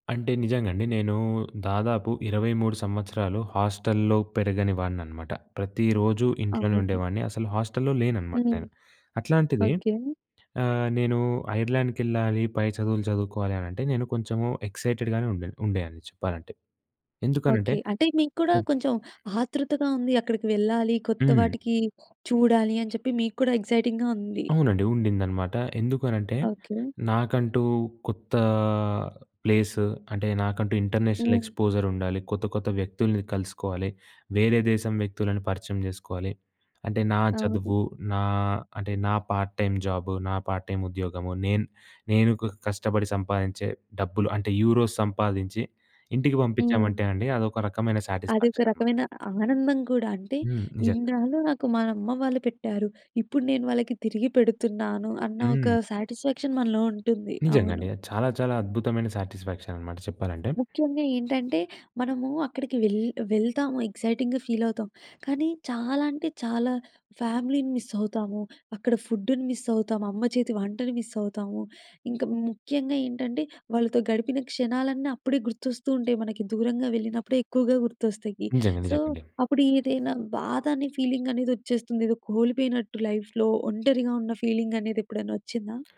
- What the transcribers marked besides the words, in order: in English: "హాస్టల్‍లో"; in English: "హాస్టల్‌లో"; in English: "ఎక్సైటెడ్‍గానే"; in English: "ఎక్సైటింగ్‌గా"; in English: "ఇంటర్నేషనల్ ఎక్స్పోజర్"; in English: "యూరోస్"; in English: "సా‌టిస్ఫ్యాక్షన్"; in English: "సాటిస్ఫ్యాక్షన్"; in English: "సాటిస్ఫ్యాక్షన్"; in English: "ఎక్సైటింగ్‍గా ఫీల్"; in English: "ఫ్యామిలీని మిస్"; in English: "మిస్"; in English: "మిస్"; in English: "సో"; in English: "ఫీలింగ్"; in English: "లైఫ్‌లో"; in English: "ఫీలింగ్"
- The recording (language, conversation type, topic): Telugu, podcast, వలస వెళ్లినప్పుడు మీరు ఏదైనా కోల్పోయినట్టుగా అనిపించిందా?